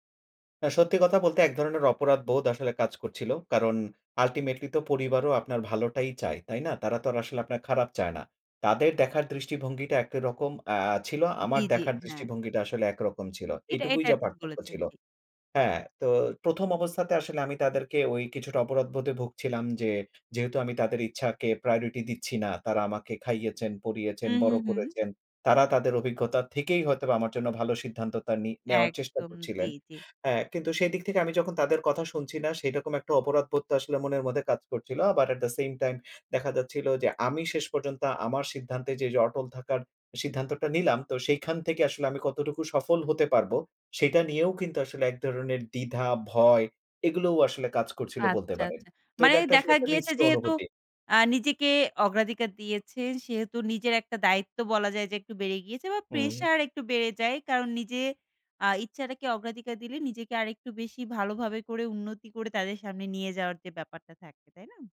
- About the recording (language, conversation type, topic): Bengali, podcast, প্রথমবার নিজেকে অগ্রাধিকার দিলে কেমন অনুভব করেছিলে?
- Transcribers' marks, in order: in English: "আল্টিমেটলি"; in English: "প্রায়োরিটি"; in English: "অ্যাট দা সেইম টাইম"